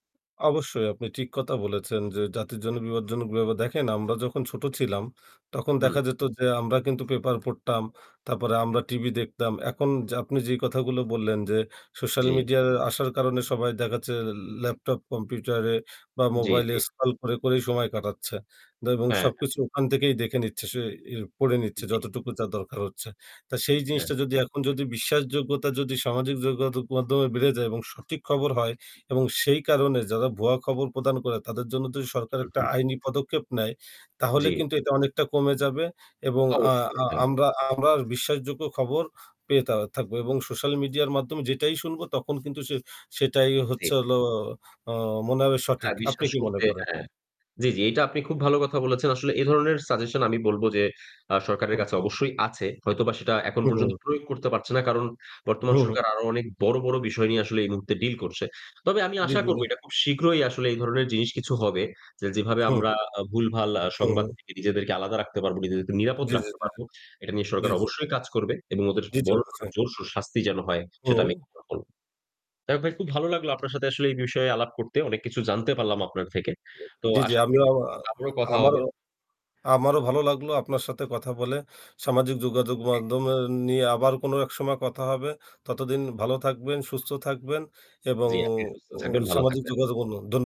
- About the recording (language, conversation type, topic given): Bengali, unstructured, সামাজিক যোগাযোগমাধ্যমের খবর কতটা বিশ্বাসযোগ্য?
- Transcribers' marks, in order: static; "বিপদজনক" said as "বিবাদজনক"; unintelligible speech; "এবং" said as "দেবং"; unintelligible speech; distorted speech